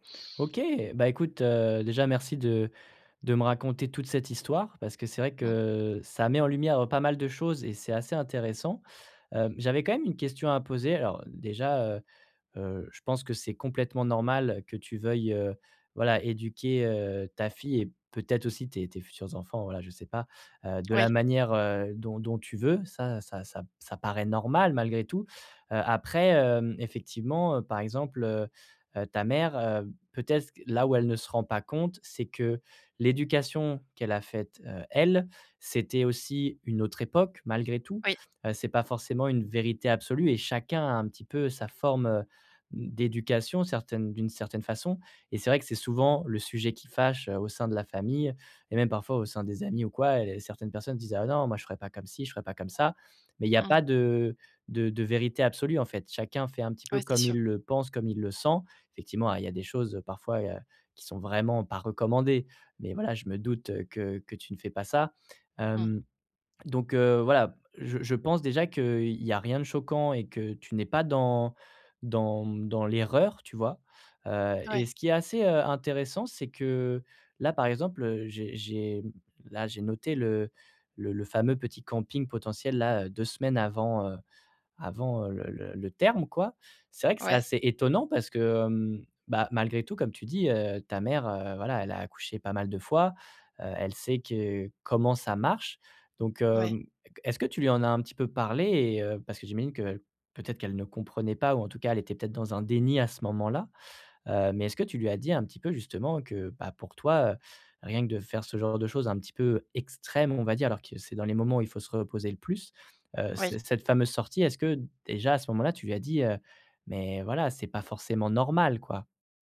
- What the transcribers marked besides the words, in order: stressed: "elle"; tapping
- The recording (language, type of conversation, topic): French, advice, Comment concilier mes valeurs personnelles avec les attentes de ma famille sans me perdre ?